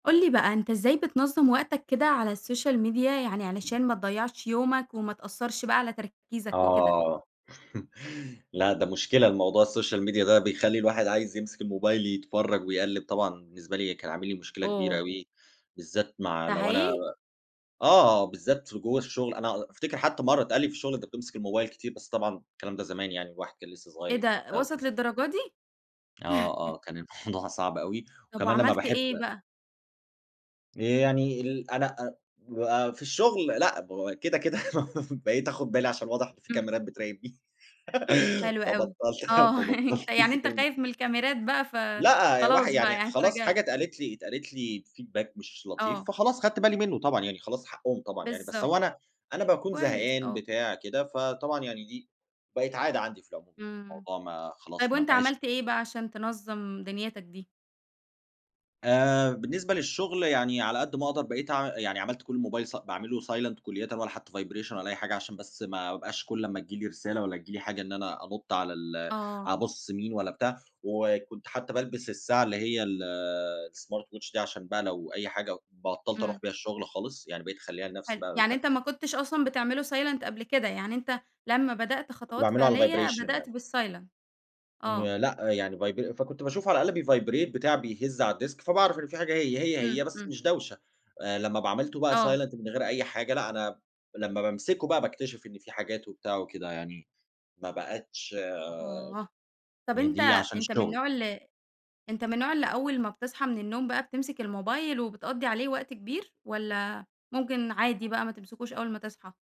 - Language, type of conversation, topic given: Arabic, podcast, إزاي بتنظّم وقتك على السوشيال ميديا؟
- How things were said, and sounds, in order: in English: "الsocial media"; tapping; chuckle; in English: "الsocial media"; chuckle; laughing while speaking: "الموضوع"; chuckle; laugh; laughing while speaking: "فبطَّلت فبطَّلت امسك الم"; chuckle; in English: "feedback"; in English: "silent"; in English: "vibration"; in English: "الsmart watch"; in English: "silent"; in English: "الvibration"; in English: "بالsilent"; in English: "vibr"; in English: "بيvibrate"; in English: "الdesk"; in English: "silent"